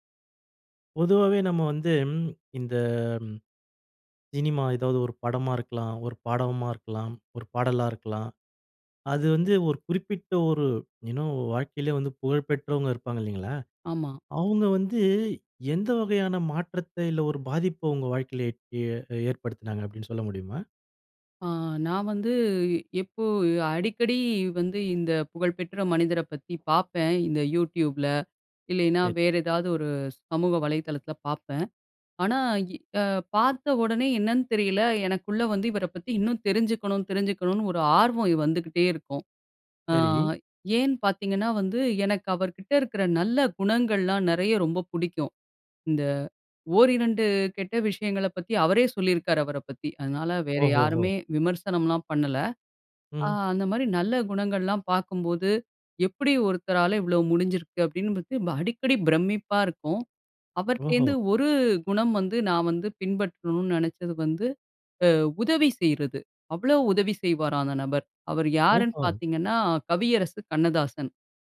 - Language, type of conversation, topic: Tamil, podcast, படம், பாடல் அல்லது ஒரு சம்பவம் மூலம் ஒரு புகழ்பெற்றவர் உங்கள் வாழ்க்கையை எப்படிப் பாதித்தார்?
- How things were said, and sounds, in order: in English: "யு நோ"; other background noise; surprised: "ஓஹோ!"